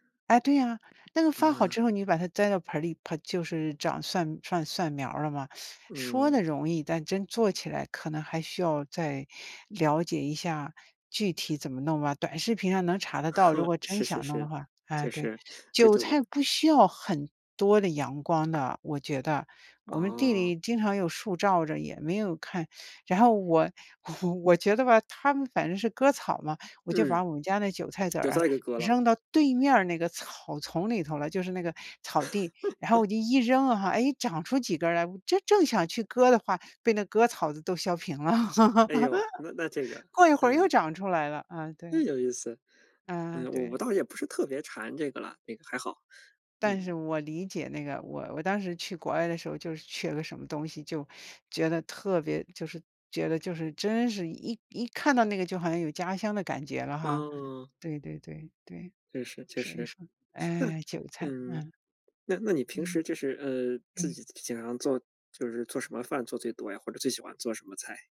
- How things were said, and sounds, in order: teeth sucking; tapping; chuckle; laughing while speaking: "我"; lip smack; laugh; laugh; other background noise
- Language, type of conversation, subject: Chinese, unstructured, 你最喜欢的家常菜是什么？